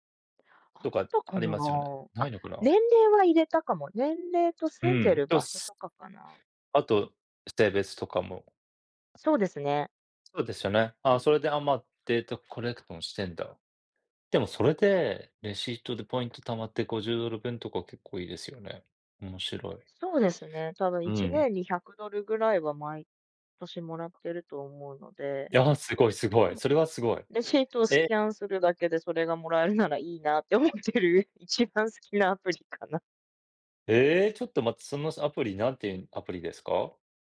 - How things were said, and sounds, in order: tapping; laughing while speaking: "思ってる、一番好きなアプリかな"
- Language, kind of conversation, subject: Japanese, unstructured, 最近使い始めて便利だと感じたアプリはありますか？